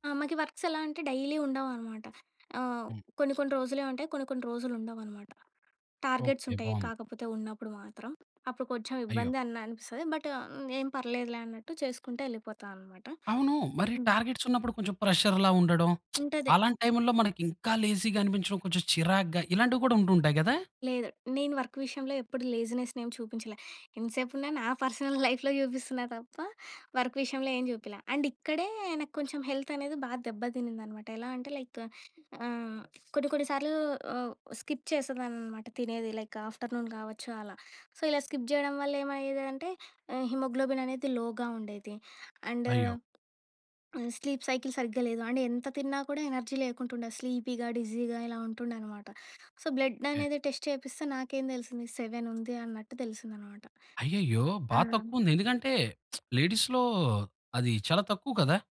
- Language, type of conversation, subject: Telugu, podcast, మీ ఉదయం ఎలా ప్రారంభిస్తారు?
- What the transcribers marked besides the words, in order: in English: "వర్క్స్"; in English: "డైలీ"; in English: "టార్గెట్స్"; in English: "టార్గెట్స్"; in English: "ప్రెషర్‌లా"; lip smack; in English: "లేజీగా"; in English: "వర్క్"; in English: "లేజినెస్"; in English: "పర్సనల్ లైఫ్‌లో"; laughing while speaking: "పర్సనల్ లైఫ్‌లో"; in English: "వర్క్"; in English: "అండ్"; in English: "హెల్త్"; in English: "లైక్"; in English: "స్కిప్"; in English: "లైక్ ఆఫ్టర్‌నూన్"; in English: "సో"; in English: "స్కిప్"; in English: "లోగా"; in English: "అండ్ స్లీప్ సైకిల్"; in English: "ఎనర్జీ"; in English: "స్లీపీగా, డిజీగా"; in English: "సో, బ్లడ్"; in English: "సెవెన్"; other background noise; lip smack; in English: "లేడీస్‌లో"